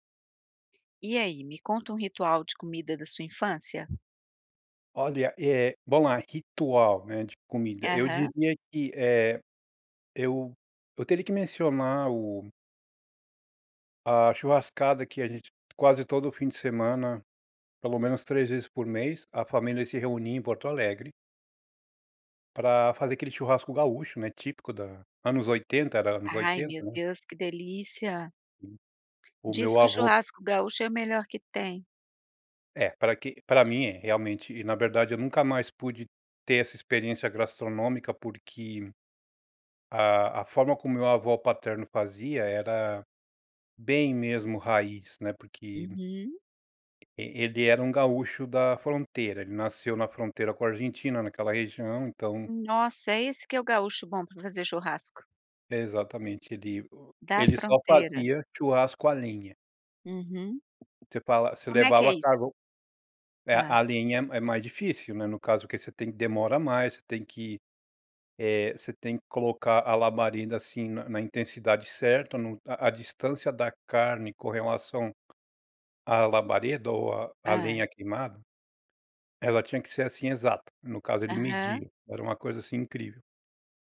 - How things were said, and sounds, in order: other background noise; tapping
- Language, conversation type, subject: Portuguese, podcast, Qual era um ritual à mesa na sua infância?